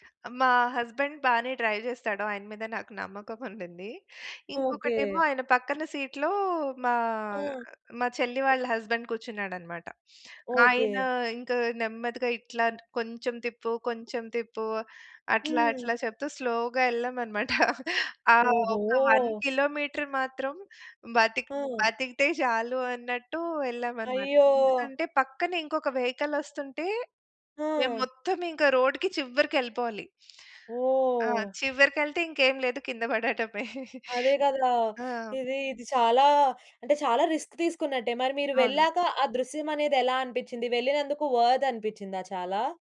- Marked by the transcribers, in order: in English: "హస్బెండ్"; in English: "డ్రైవ్"; in English: "సీట్‌లో"; in English: "హస్బెండ్"; in English: "స్లోగా"; giggle; in English: "వన్ కిలోమీటర్"; in English: "రోడ్‌కి"; chuckle; in English: "రిస్క్"; in English: "వర్త్"
- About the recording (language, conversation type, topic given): Telugu, podcast, ఒక అడవిలో లేదా పాదయాత్రలో మీకు ఎదురైన ఆశ్చర్యకరమైన సంఘటనను చెప్పగలరా?